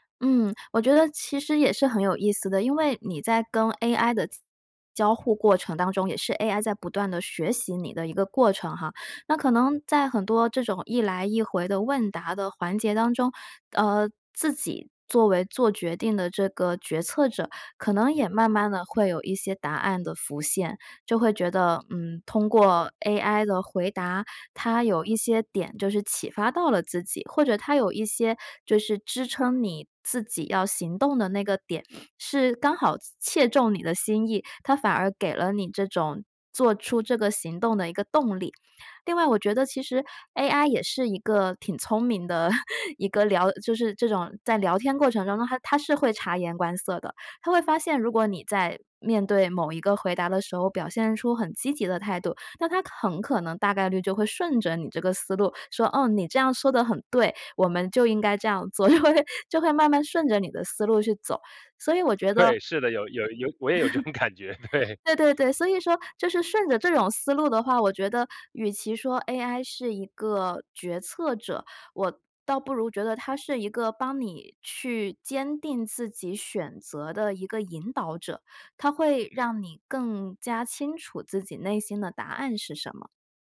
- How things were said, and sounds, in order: other noise; chuckle; laughing while speaking: "就会"; laugh; laughing while speaking: "感觉，对"
- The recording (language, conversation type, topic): Chinese, podcast, 你怎么看人工智能帮我们做决定这件事？